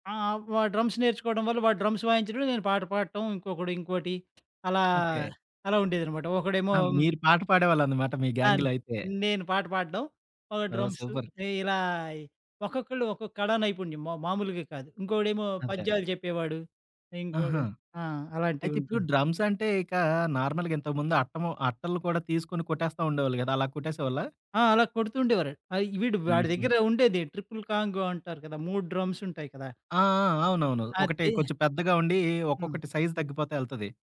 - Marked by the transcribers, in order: in English: "డ్రమ్స్"; in English: "డ్రమ్స్"; lip smack; in English: "గ్యాంగ్‌లో"; in English: "సూపర్"; in English: "డ్రమ్స్"; in English: "నార్మల్‌గా"; in English: "ట్రిపుల్ కాంగో"; in English: "డ్రమ్స్"; in English: "సైజ్"
- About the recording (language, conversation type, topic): Telugu, podcast, పాత పాటలు మిమ్మల్ని ఎప్పుడు గత జ్ఞాపకాలలోకి తీసుకెళ్తాయి?